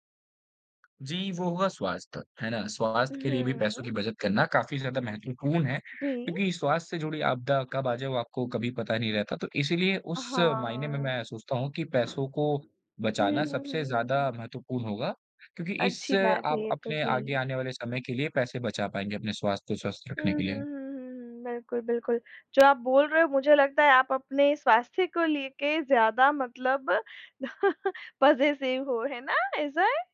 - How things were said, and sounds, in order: other background noise; tapping; chuckle; in English: "पज़ेसिव"
- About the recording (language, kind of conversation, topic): Hindi, podcast, पैसे बचाने और खर्च करने के बीच आप फैसला कैसे करते हैं?